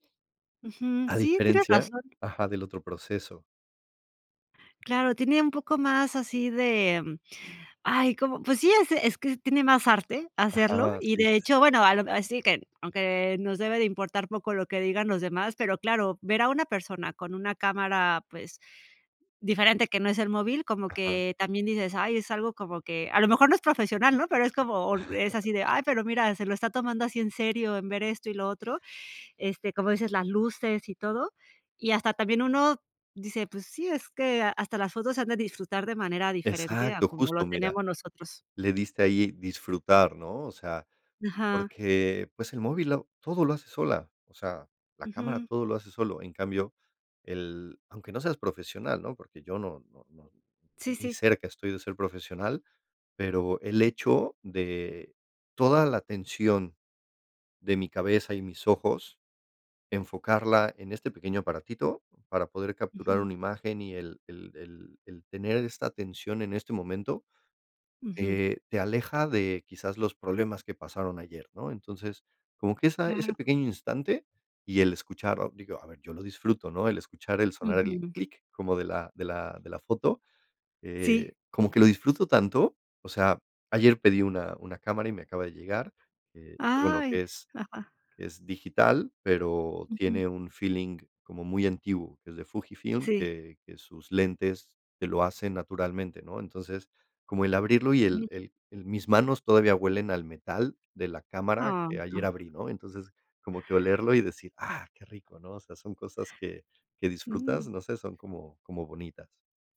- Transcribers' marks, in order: chuckle; tapping
- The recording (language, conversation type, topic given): Spanish, podcast, ¿Qué pasatiempos te recargan las pilas?